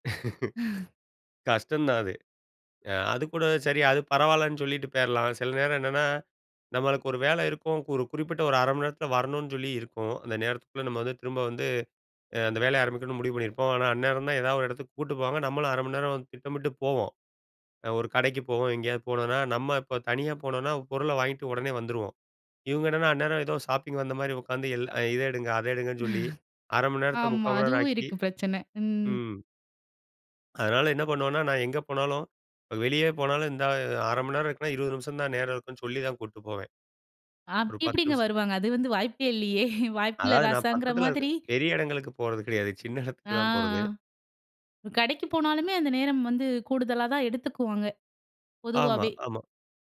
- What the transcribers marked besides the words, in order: chuckle; unintelligible speech; laughing while speaking: "அது வந்து வாய்ப்பே இல்லையே! வாய்ப்பில்ல ராசாங்கிற மாதிரி"
- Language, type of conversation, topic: Tamil, podcast, குழந்தைகள் இருக்கும்போது வேலை நேரத்தை எப்படிப் பாதுகாக்கிறீர்கள்?